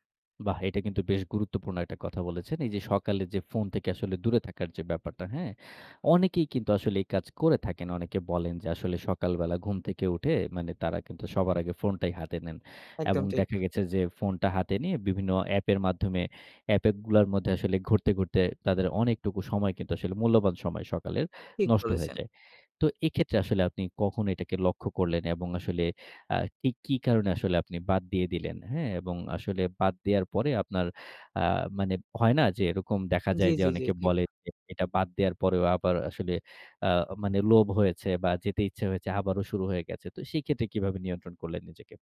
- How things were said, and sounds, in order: "অ্যাপগুলার" said as "অ্যাপেকগুলার"
- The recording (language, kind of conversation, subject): Bengali, podcast, স্ক্রিন টাইম কমাতে আপনি কী করেন?